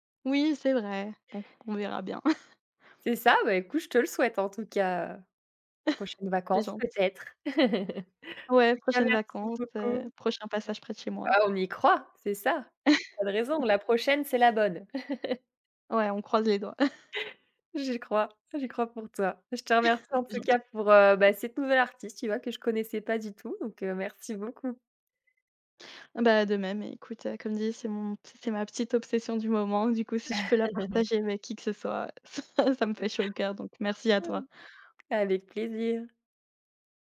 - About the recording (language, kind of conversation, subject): French, podcast, Quel artiste français considères-tu comme incontournable ?
- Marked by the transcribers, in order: chuckle; chuckle; chuckle; tapping; chuckle; chuckle; chuckle; chuckle; chuckle; unintelligible speech